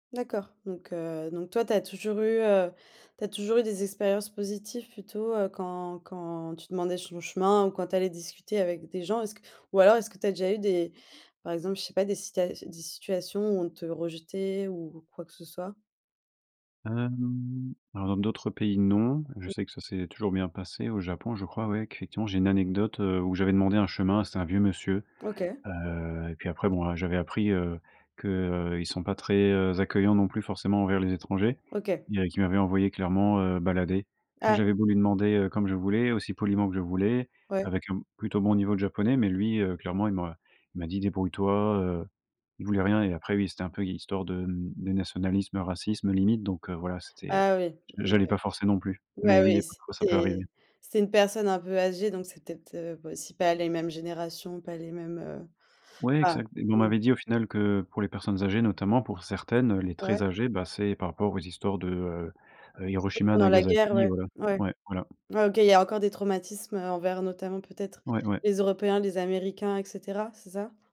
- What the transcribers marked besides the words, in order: other background noise; stressed: "certaines"; tapping
- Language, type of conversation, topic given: French, podcast, Comment demandes-tu ton chemin dans un pays étranger ?